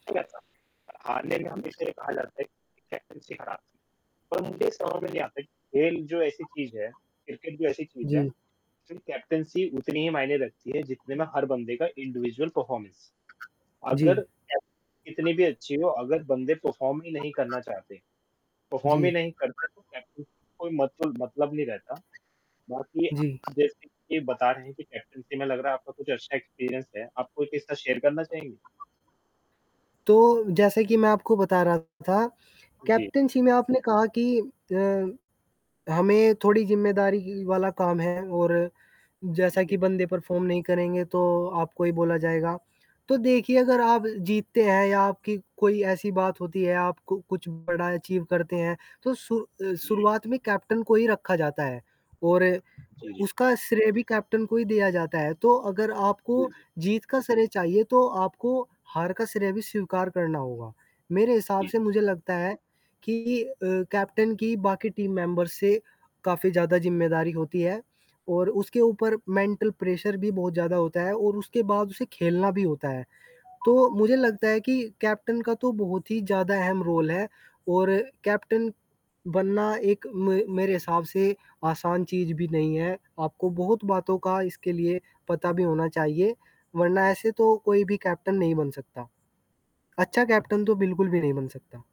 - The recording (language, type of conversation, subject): Hindi, unstructured, खेलों का हमारे जीवन में क्या महत्व है?
- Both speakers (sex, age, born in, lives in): male, 20-24, India, India; male, 25-29, India, India
- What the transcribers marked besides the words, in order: mechanical hum; unintelligible speech; distorted speech; static; in English: "कैप्टैन्सी"; in English: "कैप्टैन्सी"; in English: "इंडिविजुअल परफॉर्मेंस"; tapping; in English: "परफॉर्म"; other background noise; in English: "परफॉर्म"; in English: "कैप्टैन्सी"; in English: "एक्सपीरियंस"; in English: "शेयर"; in English: "कैप्टैन्सी"; in English: "परफ़ॉर्म"; in English: "अचीव"; in English: "टीम मेंबर्स"; in English: "मेंटल प्रेशर"; alarm; in English: "रोल"